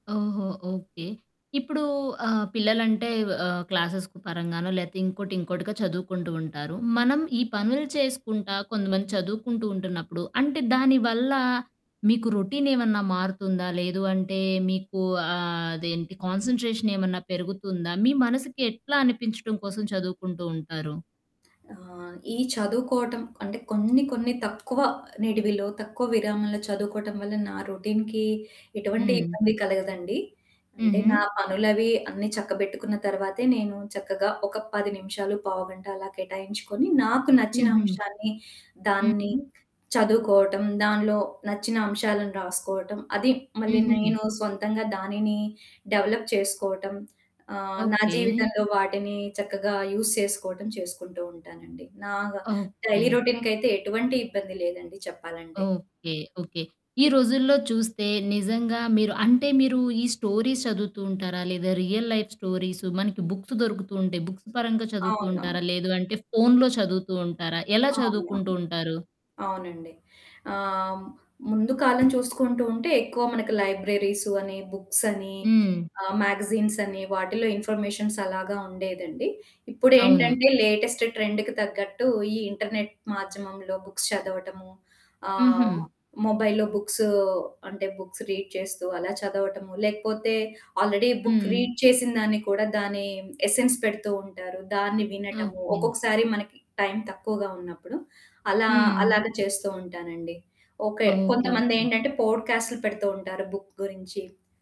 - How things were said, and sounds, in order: in English: "క్లాసెస్"; in English: "రొటీన్"; in English: "కాన్స‌న్‌ట్రేషన్"; other background noise; in English: "రొటీన్‌కి"; in English: "డెవలప్"; in English: "యూజ్"; in English: "డైలీ రొటీన్‌కయితే"; static; in English: "స్టోరీస్"; in English: "రియల్ లైఫ్ స్టోరీస్"; in English: "బుక్స్"; in English: "బుక్స్"; in English: "బుక్స్"; in English: "మ్యాగజైన్స్"; in English: "ఇన్ఫర్మేషన్స్"; in English: "లేటెస్ట్ ట్రెండ్‌కి"; in English: "ఇంటర్నెట్"; in English: "బుక్స్"; in English: "మొబైల్‌లో బుక్స్"; in English: "బుక్స్ రీడ్"; in English: "ఆల్రెడీ బుక్ రీడ్"; in English: "ఎసెన్స్"; in English: "బుక్"
- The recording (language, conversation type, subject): Telugu, podcast, రోజుకు తక్కువ సమయం కేటాయించి మీరు ఎలా చదువుకుంటారు?